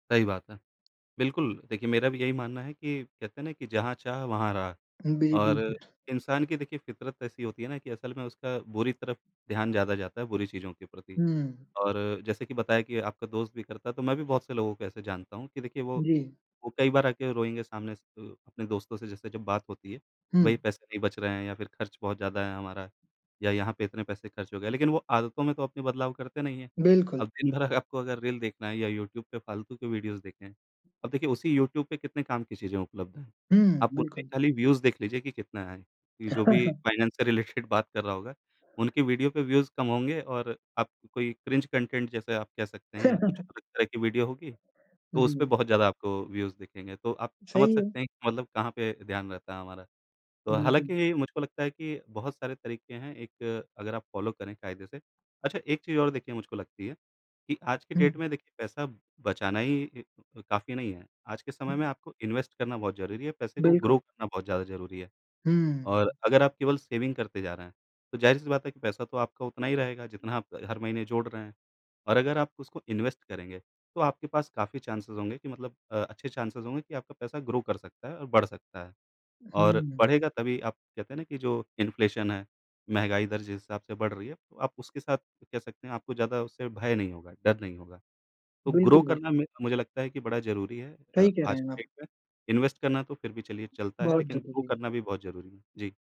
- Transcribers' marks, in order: other background noise; laughing while speaking: "अगर आपको"; in English: "वीडियोज़"; in English: "व्यूज़"; chuckle; in English: "फाइनेंस"; laughing while speaking: "रिलेटेड"; in English: "रिलेटेड"; in English: "व्यूज़"; in English: "क्रिंज कॉन्टेंट"; chuckle; in English: "व्यूज़"; in English: "फ़ॉलो"; in English: "डेट"; in English: "इन्वेस्ट"; in English: "ग्रो"; in English: "सेविंग"; in English: "इन्वेस्ट"; in English: "चान्सेस"; in English: "चान्सेस"; in English: "ग्रो"; in English: "इन्फ्लेशन"; in English: "ग्रो"; in English: "डेट"; in English: "इन्वेस्ट"; in English: "ग्रो"
- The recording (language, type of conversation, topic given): Hindi, unstructured, आप पैसे कमाने और खर्च करने के बीच संतुलन कैसे बनाए रखते हैं?
- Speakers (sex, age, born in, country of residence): male, 20-24, India, India; male, 35-39, India, India